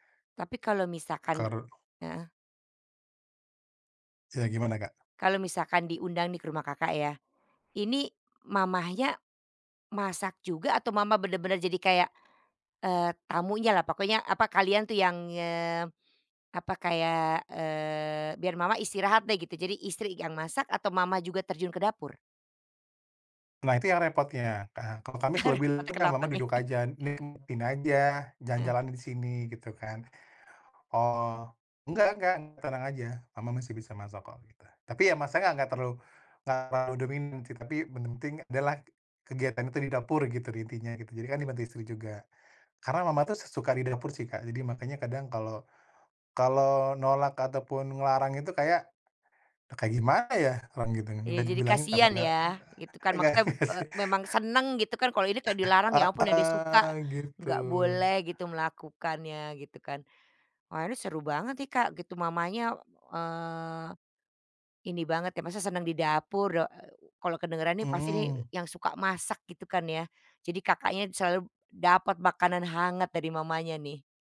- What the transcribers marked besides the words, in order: laughing while speaking: "Ah, repotnya kenapa nih?"; unintelligible speech; laugh
- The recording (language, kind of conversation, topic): Indonesian, podcast, Apa makna berbagi makanan hangat bagi kamu dalam keluarga atau pertemanan?